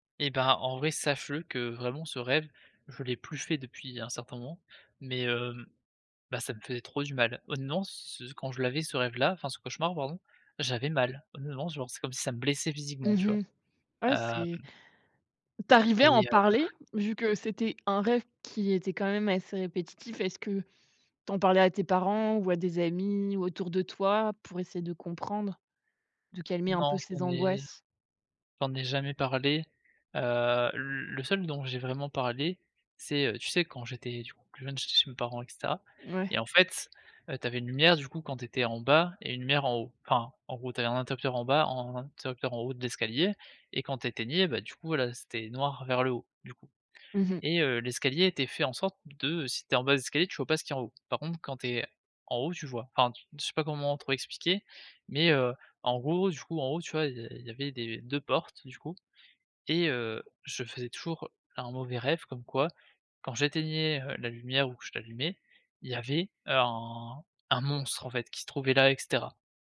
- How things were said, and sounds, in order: stressed: "monstre"; "terrorisait" said as "terrorifiait"
- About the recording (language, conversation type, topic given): French, podcast, Quelles astuces utilises-tu pour mieux dormir quand tu es stressé·e ?